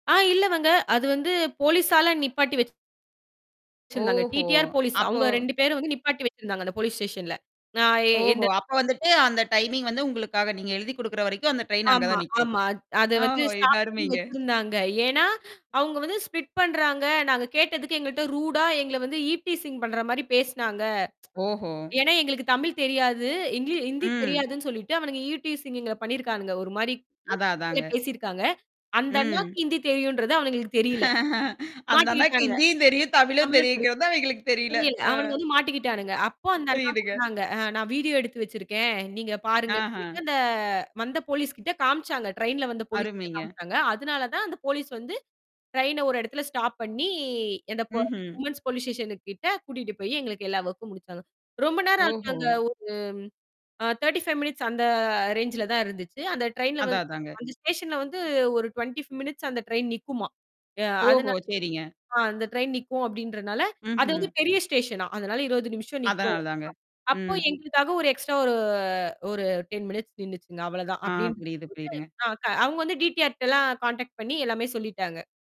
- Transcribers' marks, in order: other background noise; distorted speech; in English: "போலீஸ் ஸ்டேஷன்ல"; in English: "டைமிங்"; in English: "ஸ்டாப்"; in English: "ஸ்ப்ளிட்"; in English: "ரூடா"; in English: "ஈவ்டீசிங்"; tsk; in English: "ஈவ்டீசிங்"; laugh; other noise; drawn out: "அந்த"; in English: "ஸ்டாப்"; in English: "விமென்ஸ் போலீஸ் ஸ்டேஷனு"; in English: "ஒர்க்கும்"; in English: "தர்ட்டி ஃபைவ் மினிட்ஸ்"; in English: "ரேஞ்சில்ல"; in English: "ஸ்டேஷன்ல"; in English: "டுவென்டி ஃபைவ் மினிட்ஸ்"; in English: "ஸ்டேஷன்னாம்"; in English: "எக்ஸ்ட்ரா"; drawn out: "ஓ"; in English: "டென் மினிட்ஸ்"; in English: "கான்டாக்ட்"
- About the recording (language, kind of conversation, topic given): Tamil, podcast, பயணத்தின் போது மொழிப் பிரச்சனை ஏற்பட்டபோது, அந்த நபர் உங்களுக்கு எப்படி உதவினார்?